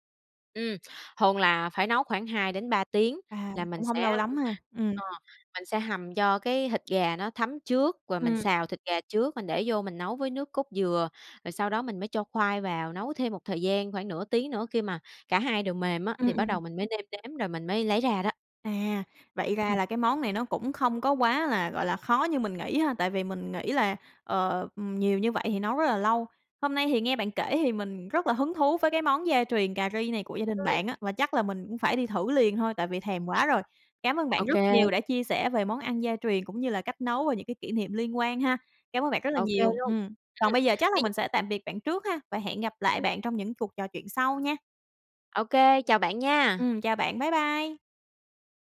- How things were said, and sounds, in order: other background noise; tapping
- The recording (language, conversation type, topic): Vietnamese, podcast, Bạn nhớ món ăn gia truyền nào nhất không?